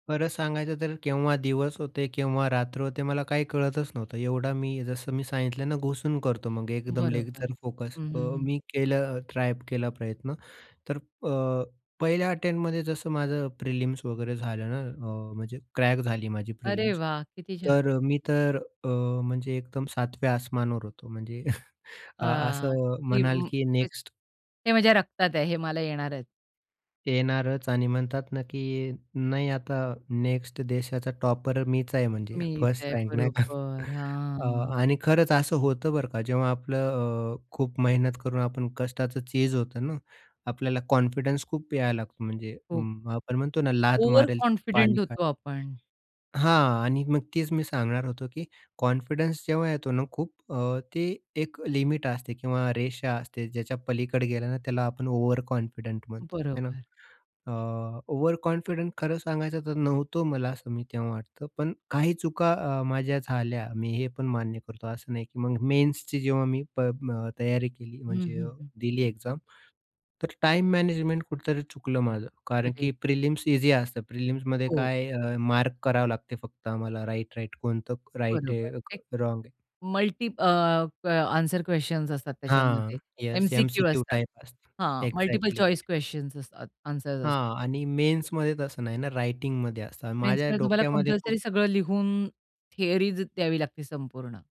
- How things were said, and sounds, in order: other noise; in English: "लेग्जर"; in English: "अटेम्प्टमध्ये"; chuckle; unintelligible speech; laughing while speaking: "नाही का"; chuckle; drawn out: "हां"; in English: "कॉन्फिडन्स"; in English: "ओव्हरकॉन्फिडंट"; other background noise; in English: "कॉन्फिडन्स"; in English: "ओव्हरकॉन्फिडंट"; in English: "ओव्हरकॉन्फिडंट"; in English: "एक्झाम"; in English: "राइट-राइट"; in English: "राइट"; tapping; in English: "मल्टिपल चॉईस क्वेशन्स"; in English: "एक्झॅक्टली"; in English: "रायटिंगमध्ये"
- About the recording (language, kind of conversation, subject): Marathi, podcast, अपयशानंतर तुम्ही पुन्हा नव्याने सुरुवात कशी केली?